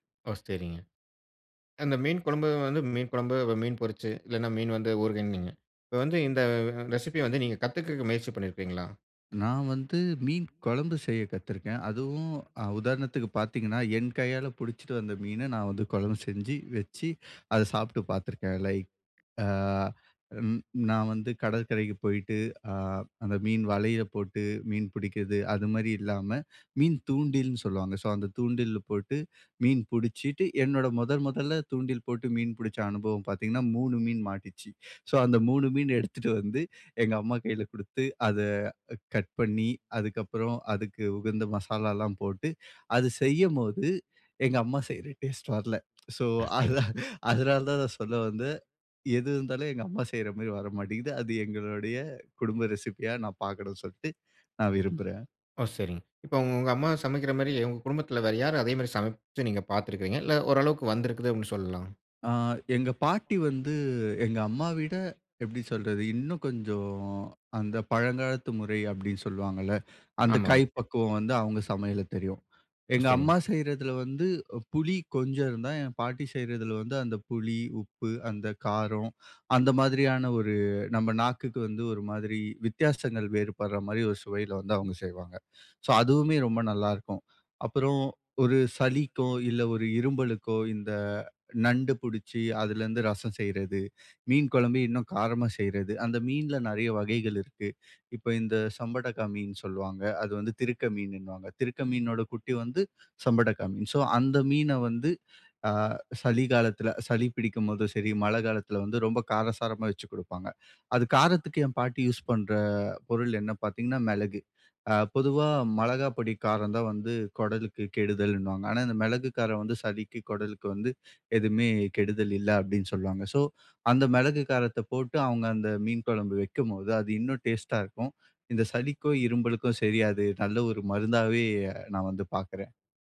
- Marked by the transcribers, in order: other background noise; tapping; drawn out: "இந்த"; laughing while speaking: "எடுத்துட்டு வந்து"; laughing while speaking: "அத அதனால தான் நான்"
- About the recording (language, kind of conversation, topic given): Tamil, podcast, பழமையான குடும்ப சமையல் செய்முறையை நீங்கள் எப்படி பாதுகாத்துக் கொள்வீர்கள்?